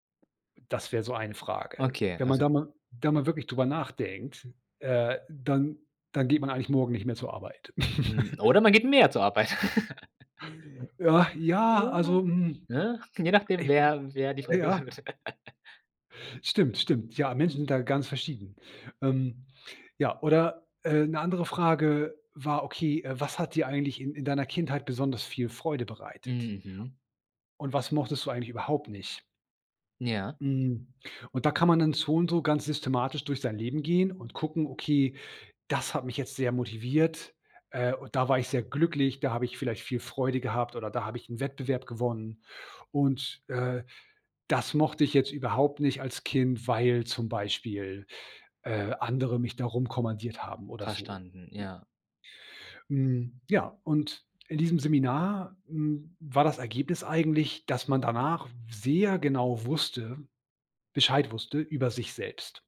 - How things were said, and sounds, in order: laugh; stressed: "mehr"; giggle; other noise; unintelligible speech; laughing while speaking: "beantwortet"; giggle
- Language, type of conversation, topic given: German, podcast, Welche Erfahrung hat deine Prioritäten zwischen Arbeit und Leben verändert?